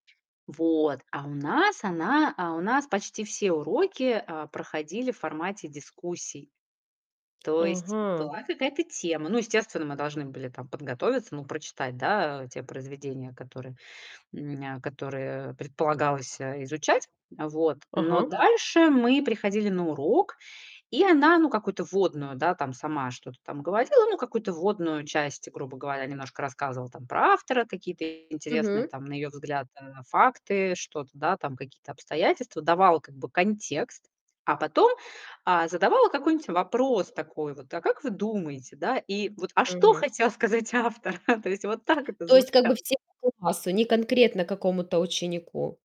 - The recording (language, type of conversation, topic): Russian, podcast, Каким воспоминанием о любимом учителе или наставнике вы хотели бы поделиться?
- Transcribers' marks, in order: other background noise; tapping; distorted speech; laughing while speaking: "сказать автор? То есть вот так это звучало"